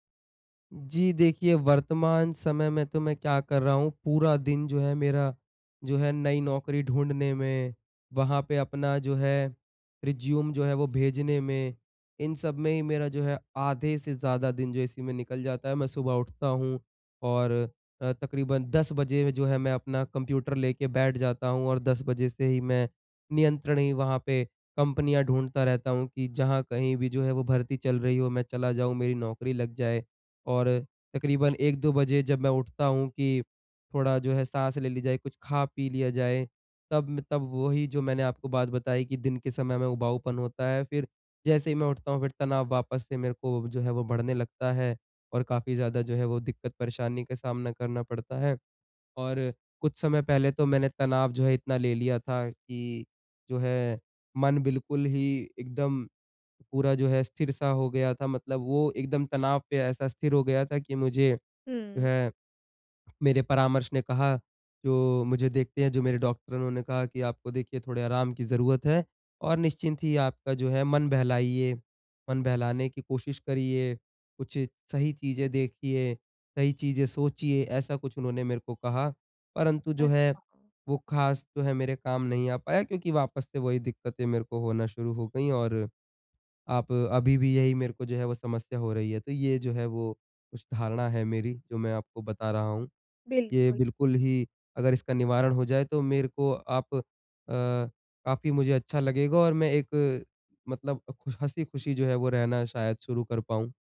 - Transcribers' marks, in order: in English: "रिज़्युम"
- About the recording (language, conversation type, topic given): Hindi, advice, मन बहलाने के लिए घर पर मेरे लिए कौन-सी गतिविधि सही रहेगी?